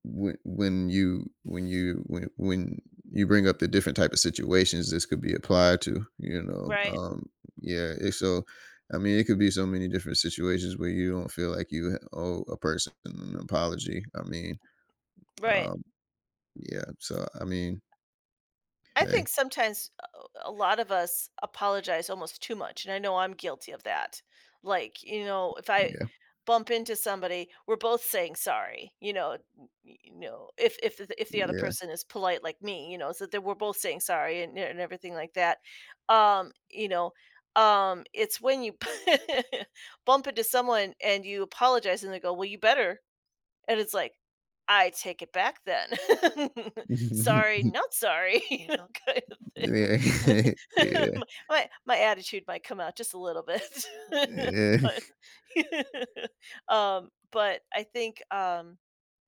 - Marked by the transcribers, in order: other background noise; laugh; chuckle; laughing while speaking: "Yeah"; laugh; laughing while speaking: "you know, kind of thing"; chuckle; laugh
- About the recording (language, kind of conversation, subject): English, unstructured, Why do you think it can be challenging to admit when we’ve made a mistake?